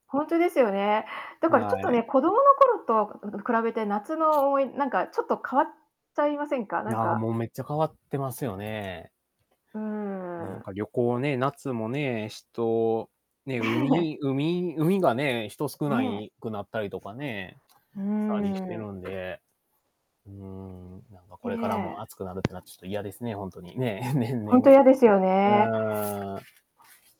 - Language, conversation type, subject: Japanese, unstructured, 子どものころのいちばん楽しかった思い出は何ですか？
- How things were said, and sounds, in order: distorted speech; static; laughing while speaking: "ねえ"; other background noise; laughing while speaking: "ね、年々、あー"